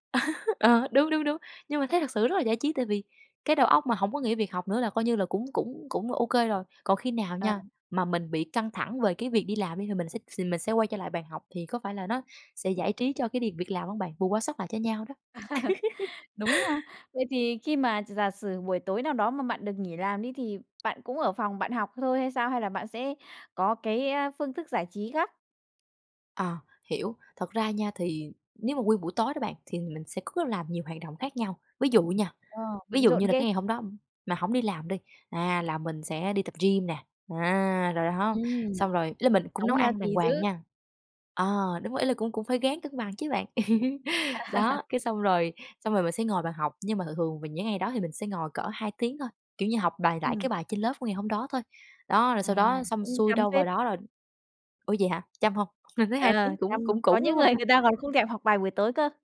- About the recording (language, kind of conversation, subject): Vietnamese, podcast, Làm sao bạn cân bằng việc học và cuộc sống hằng ngày?
- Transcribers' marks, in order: chuckle; laugh; tapping; laugh; in English: "healthy"; laugh; laugh; laughing while speaking: "người"; other background noise